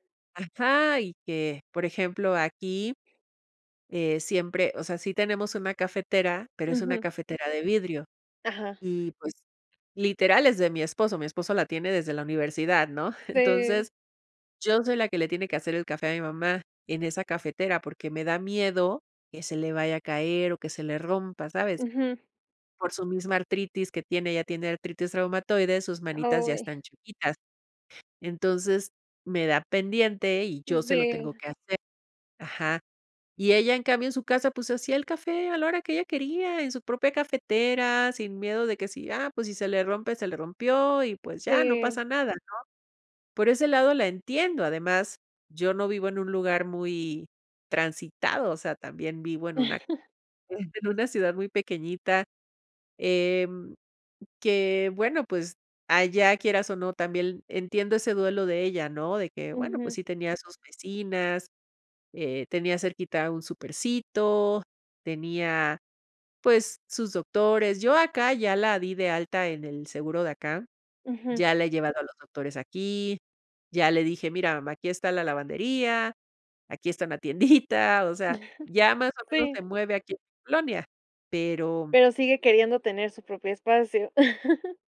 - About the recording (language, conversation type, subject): Spanish, advice, ¿Cómo te sientes al dejar tu casa y tus recuerdos atrás?
- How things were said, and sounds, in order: chuckle; other background noise; chuckle; chuckle; laughing while speaking: "tiendita"; chuckle; chuckle